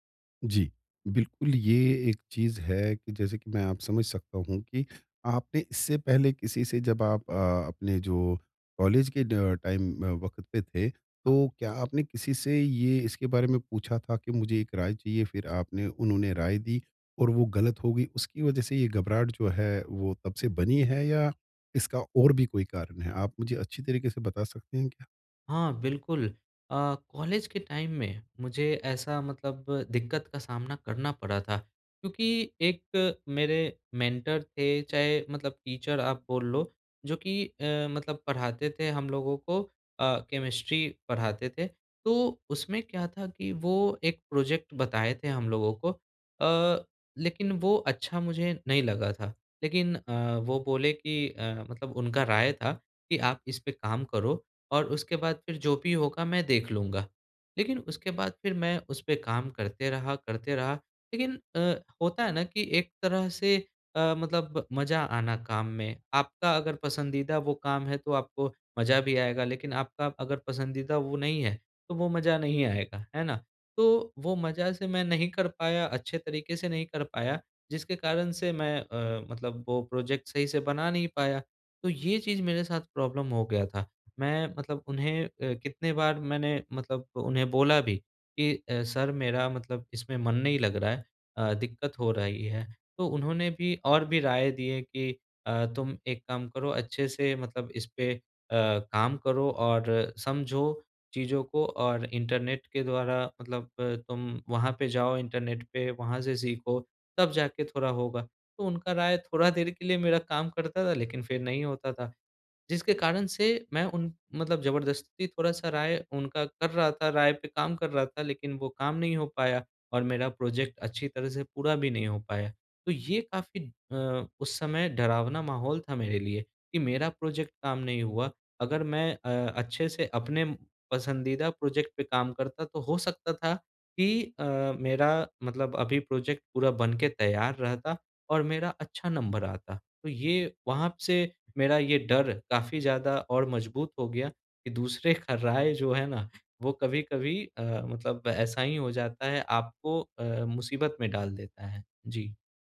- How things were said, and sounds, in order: in English: "टाइम"; in English: "टाइम"; in English: "मेंटर"; in English: "टीचर"; in English: "केमिस्ट्री"; in English: "प्रोज़ेक्ट"; in English: "प्रोज़ेक्ट"; in English: "प्रॉब्लम"; in English: "प्रोज़ेक्ट"; in English: "प्रोज़ेक्ट"; in English: "प्रोज़ेक्ट"; in English: "प्रोज़ेक्ट"; laughing while speaking: "का राय"
- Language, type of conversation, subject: Hindi, advice, दूसरों की राय से घबराहट के कारण मैं अपने विचार साझा करने से क्यों डरता/डरती हूँ?